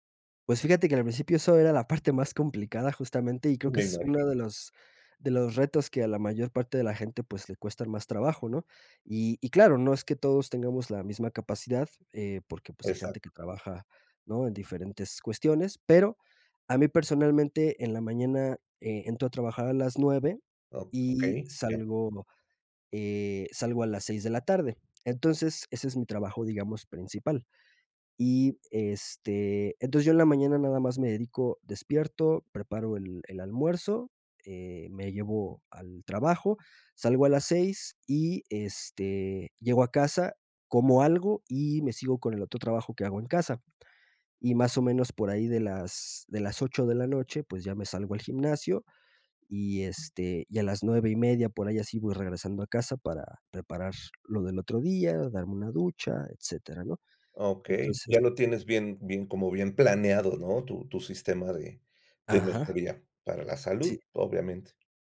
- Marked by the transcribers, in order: tapping
- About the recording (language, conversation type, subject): Spanish, podcast, ¿Qué pequeños cambios han marcado una gran diferencia en tu salud?